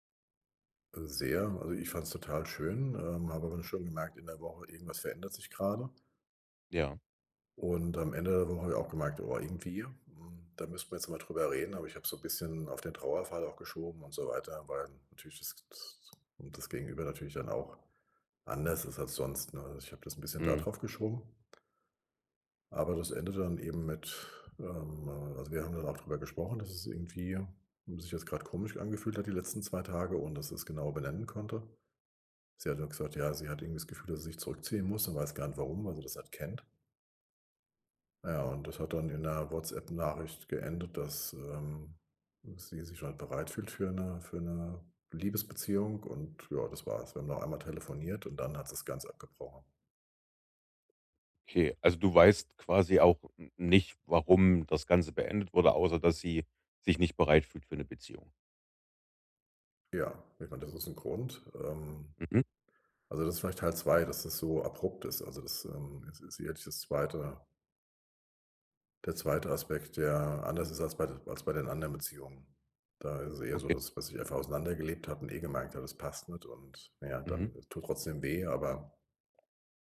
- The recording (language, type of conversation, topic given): German, advice, Wie kann ich die Vergangenheit loslassen, um bereit für eine neue Beziehung zu sein?
- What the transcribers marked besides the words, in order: none